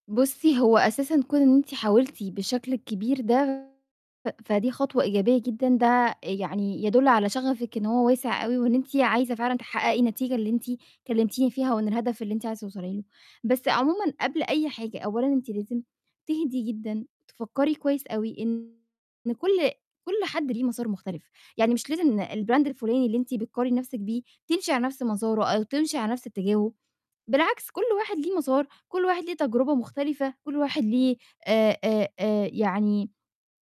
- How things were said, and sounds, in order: distorted speech; in English: "الBrand"
- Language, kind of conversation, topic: Arabic, advice, إزاي أقدر أبطل أقارن نفسي بالناس عشان المقارنة دي معطّلة إبداعي؟